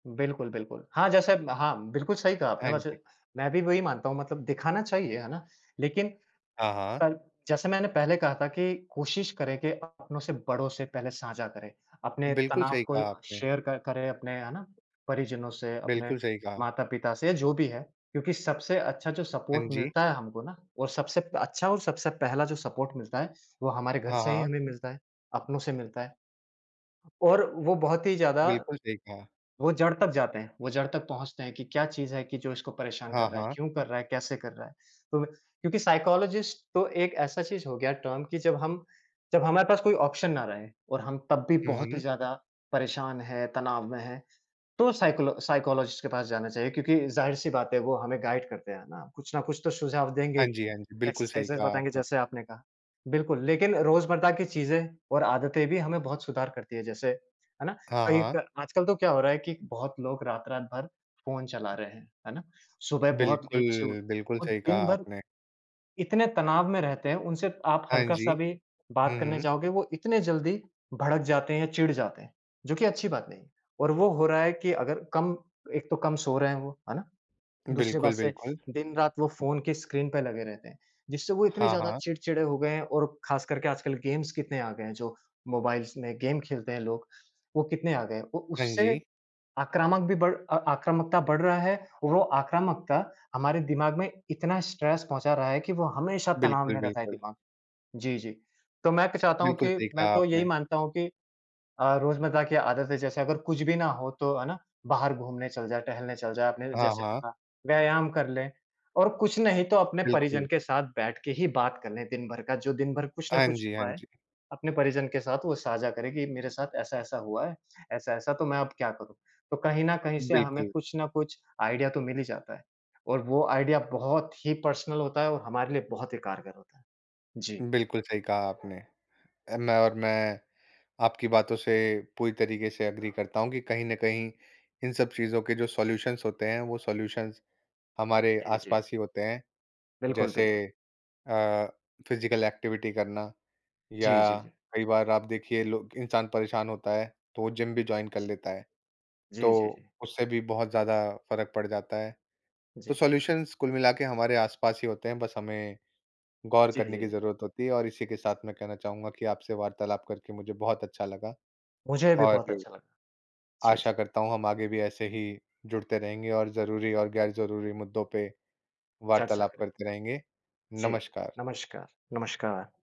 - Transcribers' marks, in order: in English: "शेयर"; in English: "सपोर्ट"; in English: "सपोर्ट"; in English: "साइकोलॉजिस्ट"; in English: "टर्म"; in English: "ऑप्शन"; in English: "साइकोलॉ साइकोलॉजिस्ट"; in English: "गाइड"; in English: "एक्सरसाइजेज़"; tapping; in English: "लेट"; in English: "गेम्स"; in English: "मोबाइल्स"; in English: "गेम"; in English: "स्ट्रेस"; in English: "आइडिया"; in English: "आइडिया"; in English: "पर्सनल"; dog barking; in English: "एग्री"; in English: "सॉल्यूशंस"; in English: "सॉल्यूशंस"; in English: "फिज़िकल एक्टिविटी"; in English: "जॉइन"; in English: "सॉल्यूशंस"
- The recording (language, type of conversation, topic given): Hindi, unstructured, आप तनाव कैसे कम करते हैं?